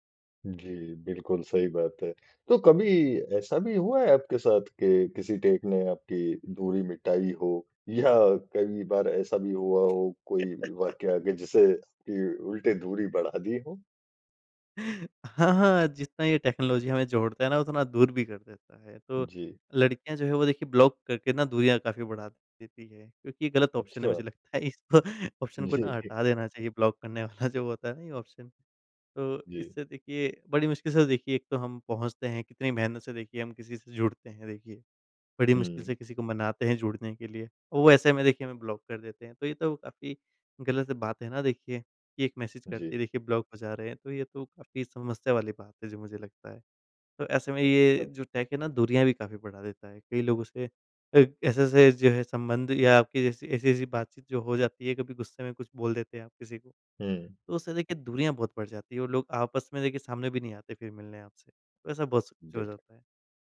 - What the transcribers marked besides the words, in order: in English: "टेक"; tapping; chuckle; other background noise; in English: "टेक्नोलॉजी"; in English: "ब्लॉक"; in English: "ऑप्शन"; laughing while speaking: "इसको"; in English: "ऑप्शन"; chuckle; in English: "ब्लॉक"; laughing while speaking: "वाला जो"; in English: "ऑप्शन"; in English: "ब्लॉक"; in English: "ब्लॉक"; in English: "टेक"
- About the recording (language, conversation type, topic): Hindi, podcast, दूर रहने वालों से जुड़ने में तकनीक तुम्हारी कैसे मदद करती है?